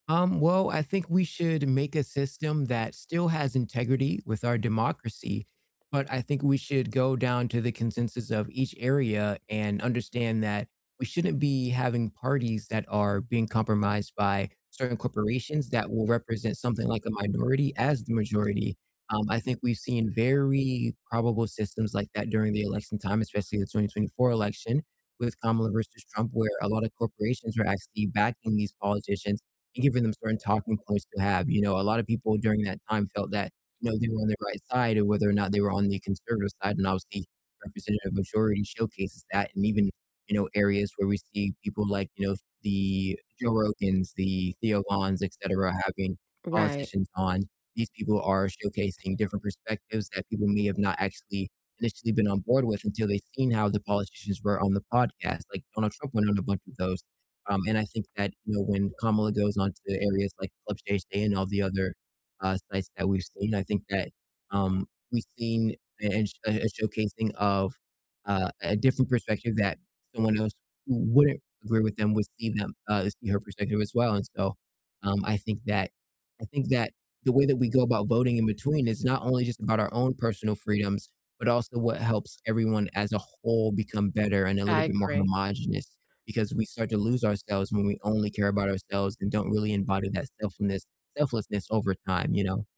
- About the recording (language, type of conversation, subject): English, unstructured, What worries you about the way elections are run?
- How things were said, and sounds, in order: distorted speech; tapping; other background noise; "selfness-" said as "selflessness"